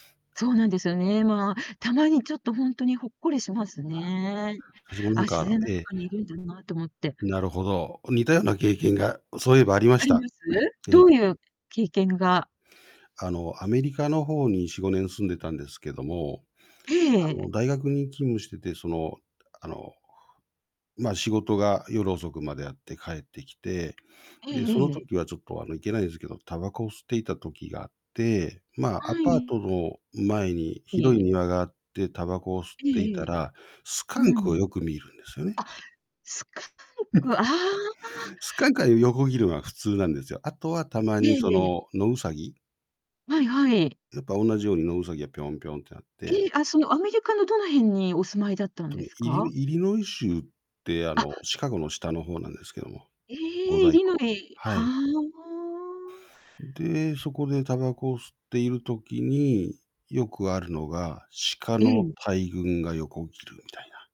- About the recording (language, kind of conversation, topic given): Japanese, unstructured, 自然の中での思い出で、いちばん印象に残っていることは何ですか？
- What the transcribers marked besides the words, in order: distorted speech; throat clearing; tapping